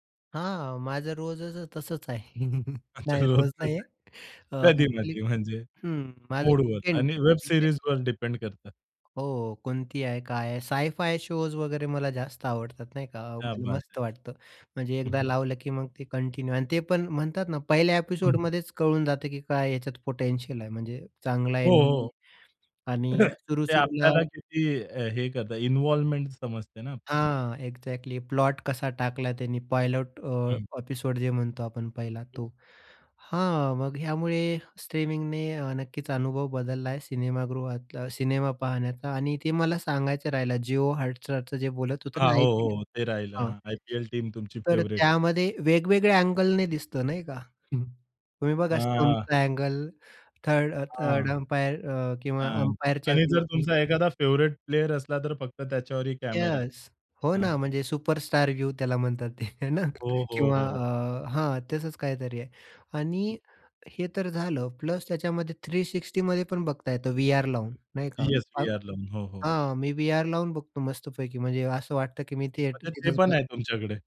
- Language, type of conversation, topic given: Marathi, podcast, स्ट्रीमिंग सेवांनी चित्रपट पाहण्याचा अनुभव कसा बदलला आहे, असे तुम्हाला वाटते?
- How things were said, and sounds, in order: laughing while speaking: "आहे. नाही. रोज नाही आहे"; laughing while speaking: "अच्छा"; in English: "वेब सीरीजवर"; tapping; in English: "साय फाय शोज"; in Hindi: "क्या बात है"; in English: "कंटिन्यू"; other background noise; in English: "एपिसोडमध्येच"; in English: "पोटेन्शियल"; throat clearing; in English: "इन्व्हॉल्वमेंट"; in English: "एक्झॅक्टली"; in English: "एपिसोड"; in English: "टीम"; in English: "फेव्हरेट"; in English: "फेव्हरेट"; laughing while speaking: "ते, हे ना"